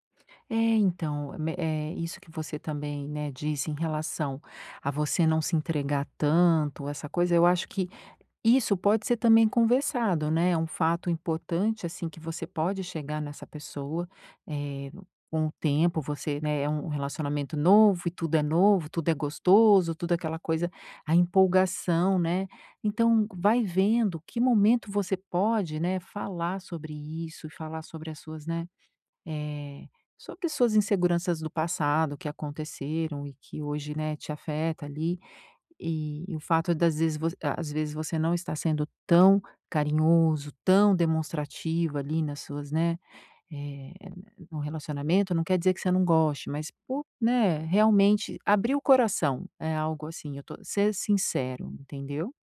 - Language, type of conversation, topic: Portuguese, advice, Como posso estabelecer limites saudáveis ao iniciar um novo relacionamento após um término?
- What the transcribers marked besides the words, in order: none